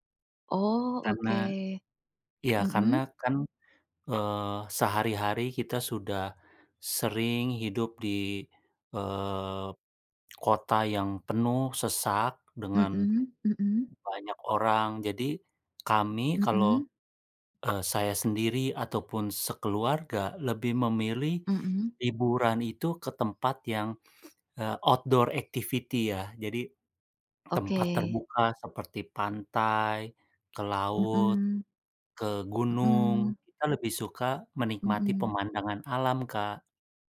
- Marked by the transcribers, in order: in English: "outdoor activity"
- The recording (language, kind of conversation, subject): Indonesian, unstructured, Apa destinasi liburan favoritmu, dan mengapa kamu menyukainya?